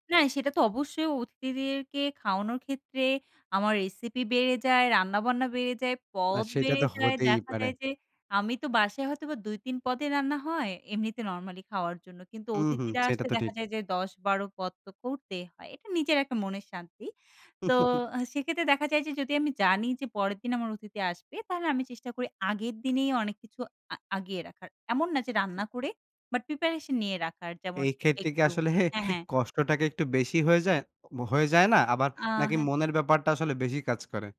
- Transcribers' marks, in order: chuckle; tapping; scoff
- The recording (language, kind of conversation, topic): Bengali, podcast, রান্না শুরু করার আগে আপনার কি কোনো বিশেষ রীতি আছে?